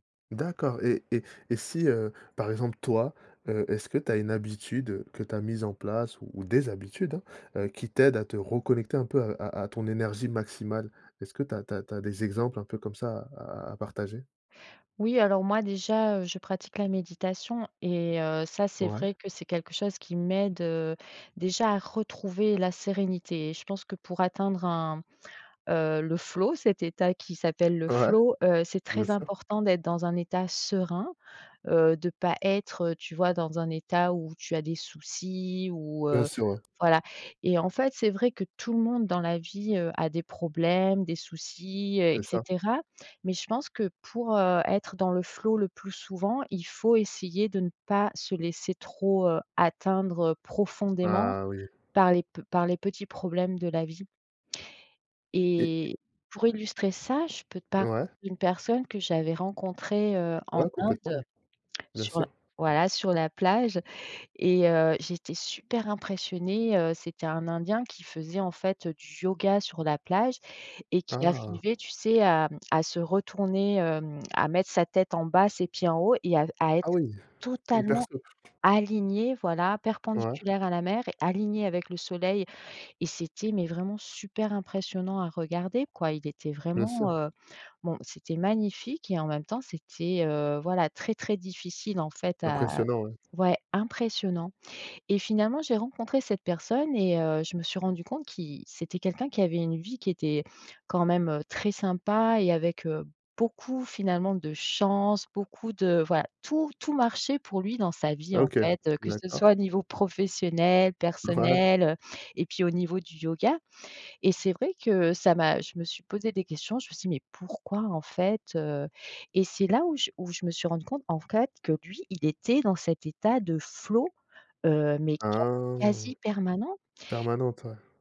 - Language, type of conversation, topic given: French, podcast, Quel conseil donnerais-tu pour retrouver rapidement le flow ?
- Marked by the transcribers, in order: tsk; other background noise; stressed: "super"; laughing while speaking: "Ouais"; drawn out: "Ah"